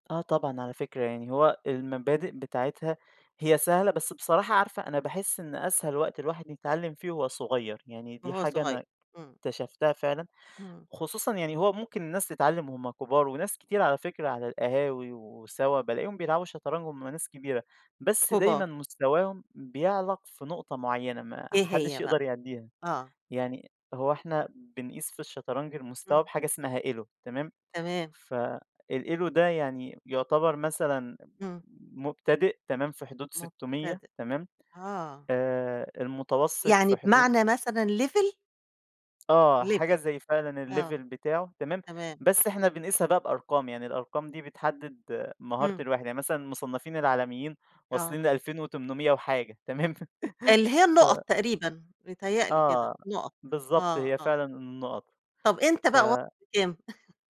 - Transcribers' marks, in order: tapping; in English: "level؟"; in English: "level"; in English: "الlevel"; laughing while speaking: "تمام"; chuckle
- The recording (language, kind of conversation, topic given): Arabic, podcast, احكيلي عن هواية كنت بتحبيها قبل كده ورجعتي تمارسيها تاني؟